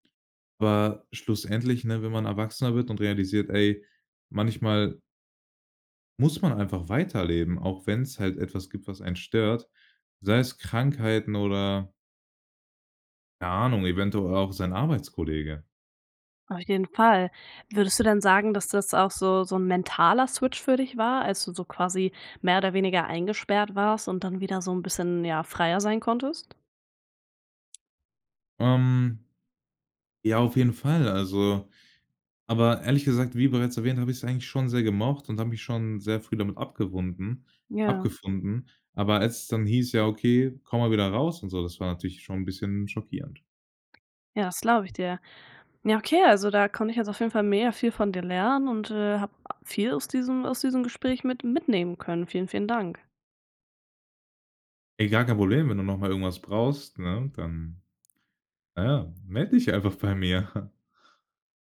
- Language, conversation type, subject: German, podcast, Wie wichtig sind reale Treffen neben Online-Kontakten für dich?
- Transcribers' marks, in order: in English: "Switch"; other background noise; chuckle